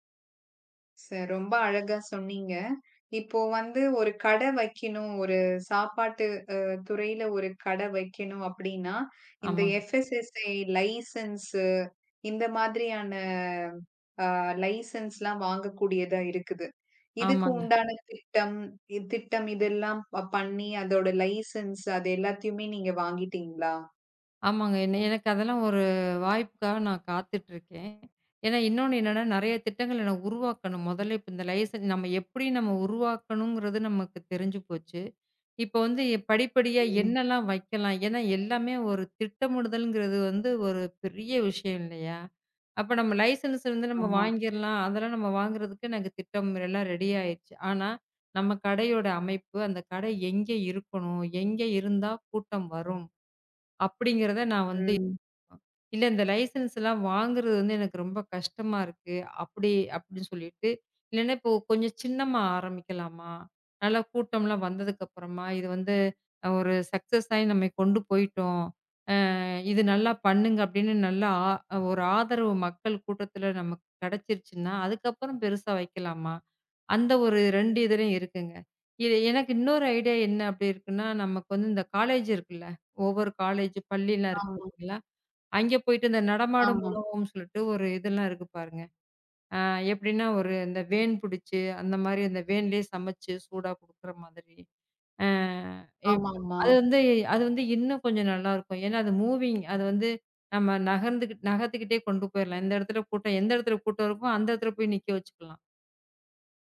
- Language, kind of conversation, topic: Tamil, podcast, உங்களின் பிடித்த ஒரு திட்டம் பற்றி சொல்லலாமா?
- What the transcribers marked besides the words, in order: in English: "FSSAI லைசன்ஸ்"; in English: "லைசன்ஸ்"; in English: "லைசன்ஸ்"; other noise; in English: "லைசன்ஸ்"; in English: "லைசன்ஸ்"; in English: "லைசன்ஸ்"; in English: "சக்சஸ்"; other background noise; in English: "மூவிங்"